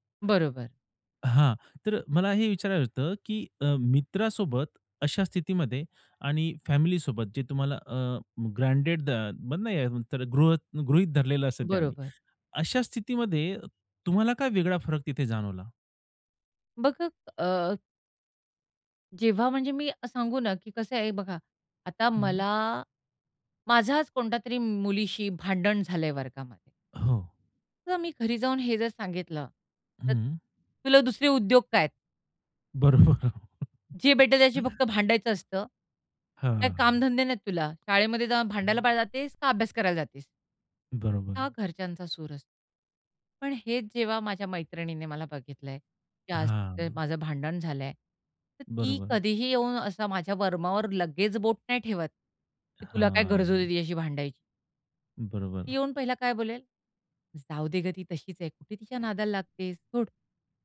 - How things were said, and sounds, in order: other background noise; tapping; laughing while speaking: "बरोबर"; chuckle
- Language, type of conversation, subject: Marathi, podcast, कुटुंब आणि मित्र यांमधला आधार कसा वेगळा आहे?